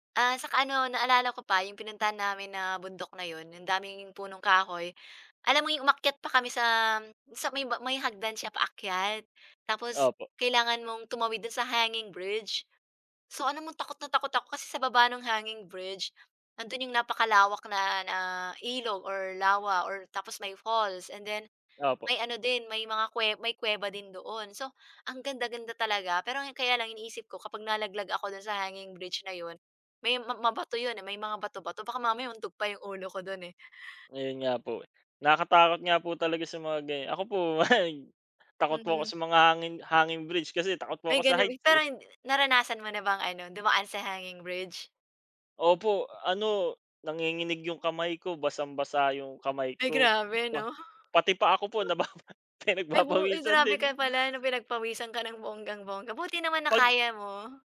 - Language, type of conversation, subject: Filipino, unstructured, Ano ang nararamdaman mo kapag pinipilit kang sumama sa pakikipagsapalarang ayaw mo?
- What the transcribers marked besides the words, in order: in English: "falls and then"; chuckle; chuckle; laughing while speaking: "nababa pinagpapawisan din"